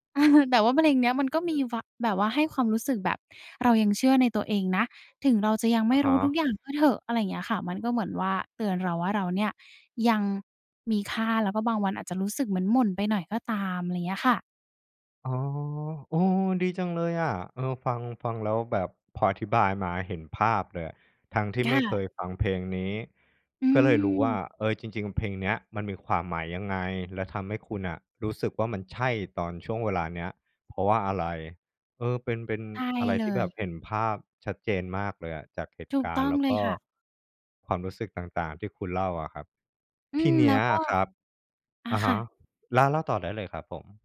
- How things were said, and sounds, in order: chuckle
- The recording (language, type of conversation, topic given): Thai, podcast, เพลงไหนที่เป็นเพลงประกอบชีวิตของคุณในตอนนี้?